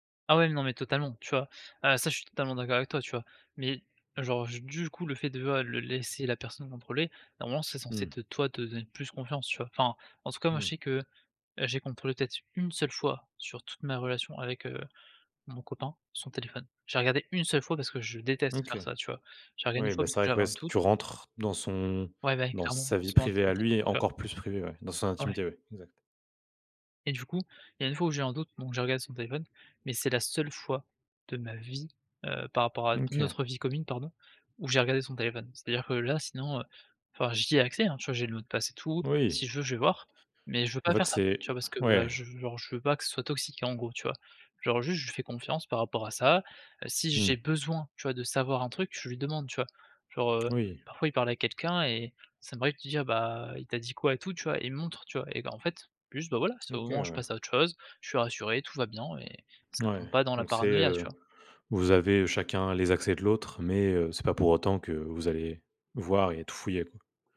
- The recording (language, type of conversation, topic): French, podcast, Quels gestes simples renforcent la confiance au quotidien ?
- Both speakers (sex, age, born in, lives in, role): male, 18-19, France, France, host; male, 20-24, France, France, guest
- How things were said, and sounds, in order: stressed: "de ma vie"; tapping; other background noise